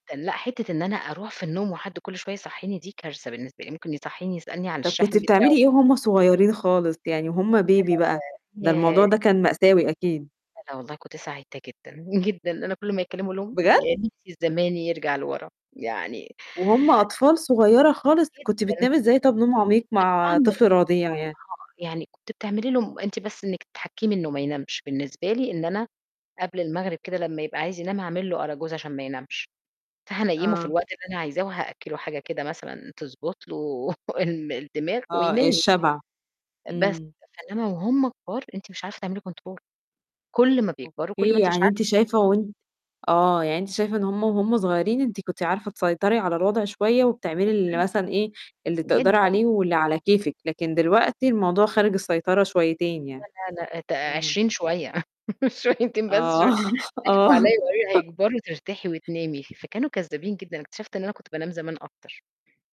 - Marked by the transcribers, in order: static; unintelligible speech; in English: "baby"; unintelligible speech; chuckle; tapping; in English: "control"; chuckle; laughing while speaking: "شويتين بس شوي"; laughing while speaking: "آه، آه"; chuckle
- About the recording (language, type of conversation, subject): Arabic, podcast, قد إيه العيلة بتأثر على قراراتك اليومية؟